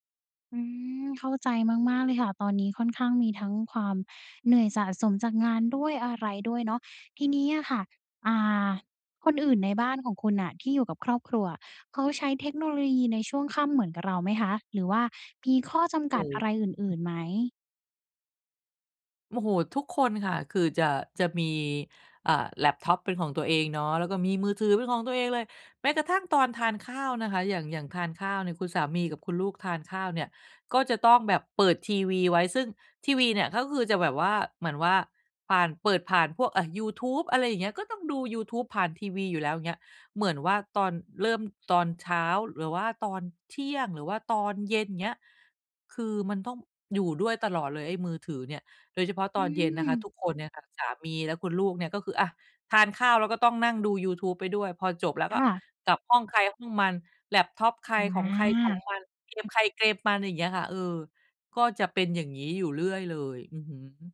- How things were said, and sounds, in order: other background noise
- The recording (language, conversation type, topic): Thai, advice, ฉันควรตั้งขอบเขตการใช้เทคโนโลยีช่วงค่ำก่อนนอนอย่างไรเพื่อให้หลับดีขึ้น?